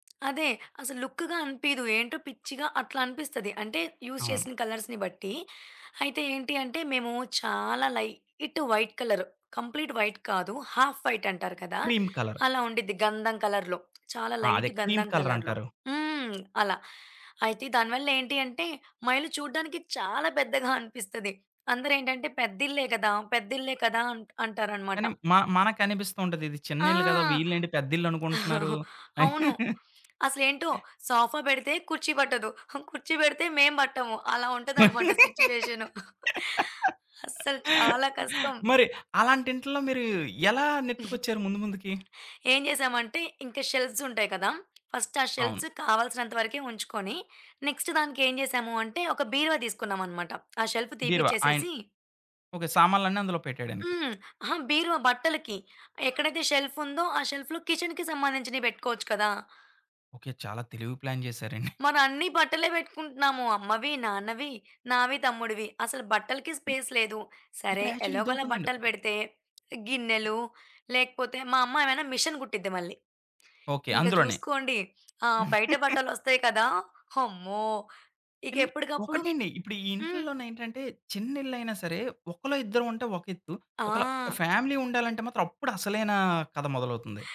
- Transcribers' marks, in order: other background noise; in English: "లుక్‌గా"; in English: "యూజ్"; in English: "కలర్స్‌ని"; in English: "వైట్"; in English: "కంప్లీట్ వైట్"; tapping; in English: "హాఫ్"; in English: "క్రీమ్ కలర్"; in English: "కలర్‌లో"; in English: "లైట్"; in English: "క్రీమ్"; in English: "కలర్‌లో"; chuckle; in English: "సోఫా"; chuckle; laugh; chuckle; giggle; in English: "ఫస్ట్"; in English: "షెల్ఫ్స్"; in English: "నెక్స్ట్"; in English: "షెల్ఫ్"; in English: "షెల్ఫ్‌లో కిచెన్‌కి"; in English: "ప్లాన్"; in English: "యాక్చువల్లి"; in English: "స్పేస్"; in English: "మిషిన్"; chuckle; in English: "ఫ్యామిలీ"
- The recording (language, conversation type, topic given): Telugu, podcast, చిన్న ఇళ్లలో స్థలాన్ని మీరు ఎలా మెరుగ్గా వినియోగించుకుంటారు?